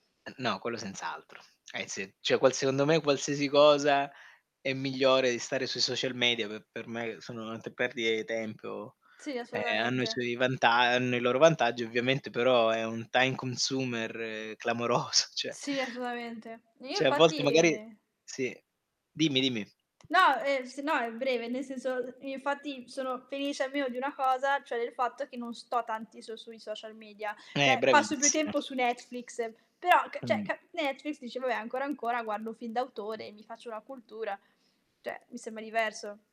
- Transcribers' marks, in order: static; "Cioè" said as "ceh"; "perdite" said as "perdie"; "assolutamente" said as "assoutamente"; in English: "time consumer"; laughing while speaking: "clamoroso"; "cioè" said as "ceh"; "assolutamente" said as "assutamente"; "Cioè" said as "ceh"; tapping; "cioè" said as "ceh"; distorted speech; "cioè" said as "ceh"; "guardo" said as "guarno"; "un" said as "u"; "film" said as "fi"; "cioè" said as "ceh"
- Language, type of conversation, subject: Italian, unstructured, Quali hobby ti aiutano a staccare dalla tecnologia?